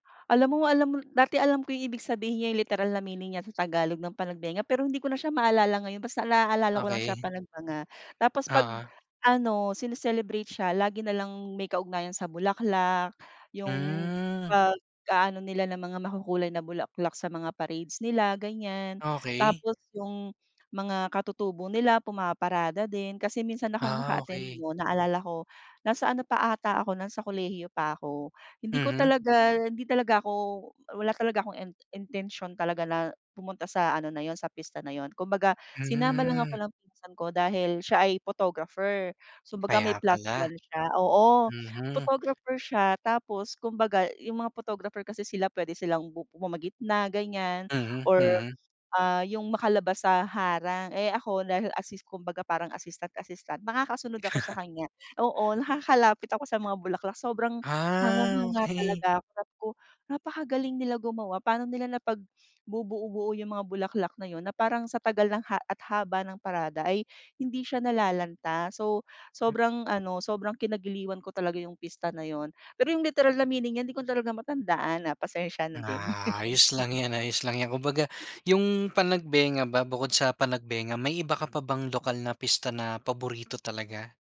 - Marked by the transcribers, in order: drawn out: "Hmm"; tapping; other background noise; chuckle; dog barking; drawn out: "Ah"; sniff; drawn out: "Ah"; chuckle
- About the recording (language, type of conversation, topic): Filipino, podcast, Ano ang paborito mong lokal na pista, at bakit?
- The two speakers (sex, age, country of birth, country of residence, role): female, 40-44, Philippines, Philippines, guest; male, 25-29, Philippines, Philippines, host